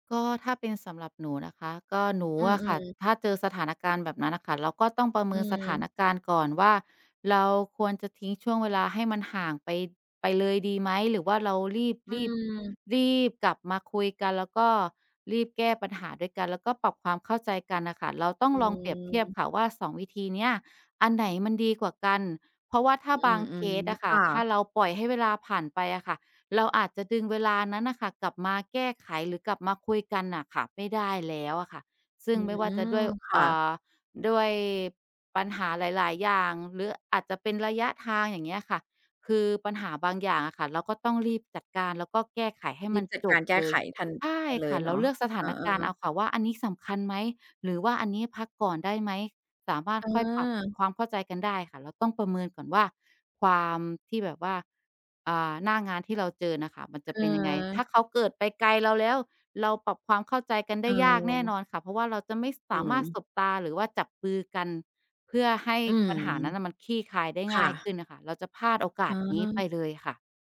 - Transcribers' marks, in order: other background noise
- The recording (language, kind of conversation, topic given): Thai, podcast, เวลาทะเลาะกัน คุณชอบหยุดพักก่อนคุยไหม?